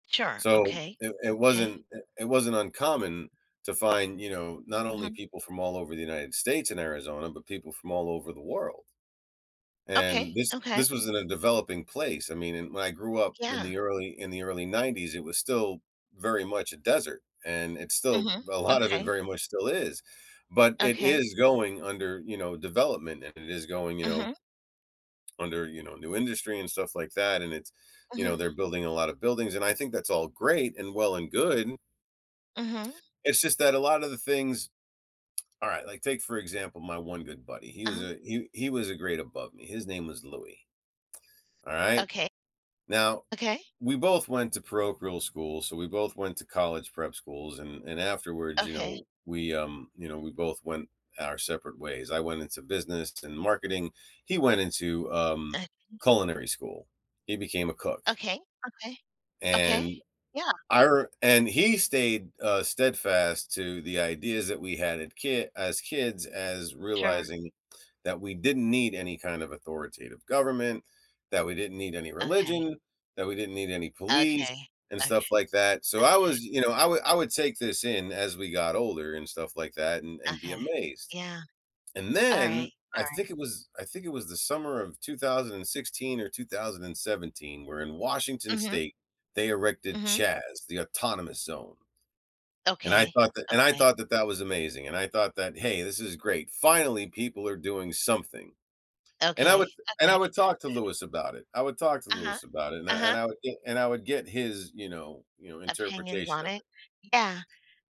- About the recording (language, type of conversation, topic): English, advice, How can I cope with changing a long-held belief?
- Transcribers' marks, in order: other background noise; lip smack; unintelligible speech; stressed: "Finally"